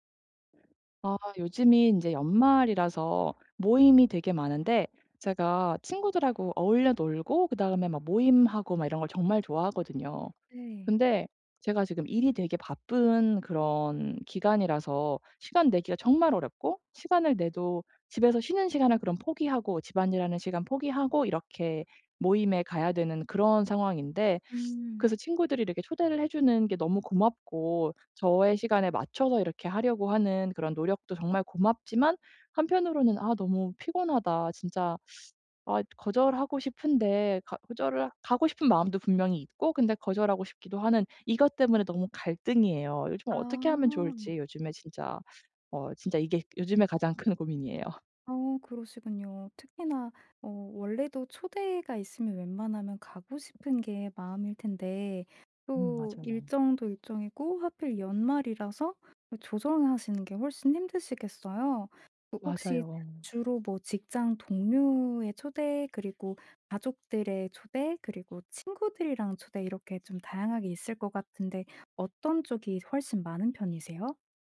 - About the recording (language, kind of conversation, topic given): Korean, advice, 친구의 초대가 부담스러울 때 모임에 참석할지 말지 어떻게 결정해야 하나요?
- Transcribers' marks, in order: tapping; teeth sucking; teeth sucking